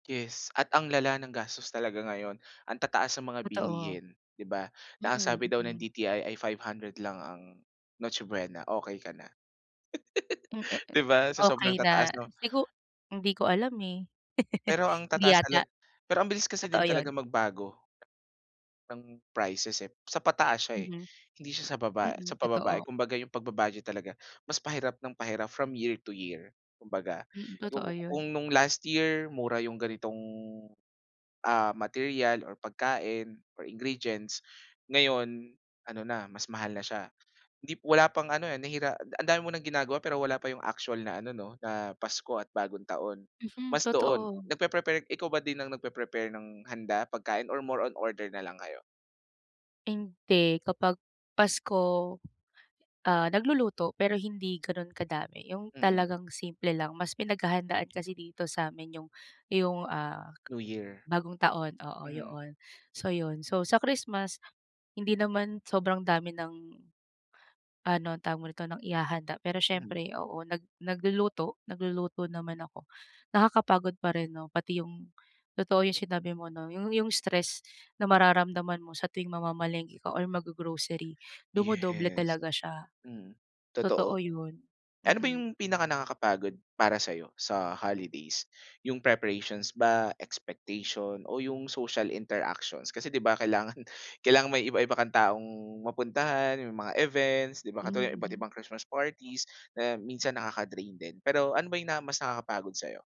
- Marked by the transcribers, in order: gasp; gasp; giggle; gasp; laughing while speaking: "Di ba?"; laugh; tapping; gasp; in English: "social interactions?"; chuckle
- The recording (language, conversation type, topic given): Filipino, advice, Bakit palagi akong napapagod at nai-stress tuwing mga holiday at pagtitipon?
- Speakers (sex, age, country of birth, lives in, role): female, 35-39, Philippines, Philippines, user; male, 25-29, Philippines, Philippines, advisor